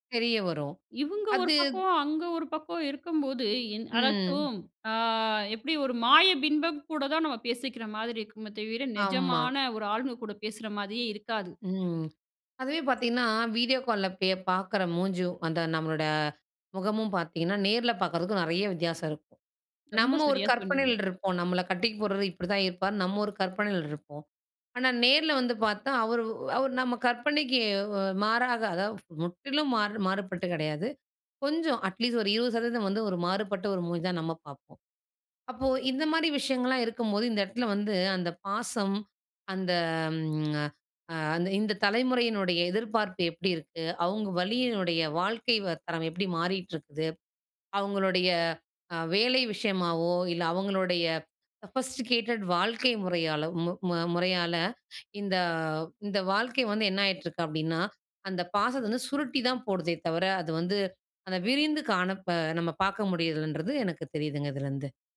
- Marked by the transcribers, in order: drawn out: "ம்"; drawn out: "ஆ"; "மாதிரியே" said as "மாதியே"; swallow; in English: "வீடியோ கால்ல"; drawn out: "நம்மளோட"; in English: "அட்லீஸ்ட்"; in English: "சொஃபஸ்ட்டிகேட்டட்"
- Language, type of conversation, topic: Tamil, podcast, இணையமும் சமூக ஊடகங்களும் குடும்ப உறவுகளில் தலைமுறைகளுக்கிடையேயான தூரத்தை எப்படிக் குறைத்தன?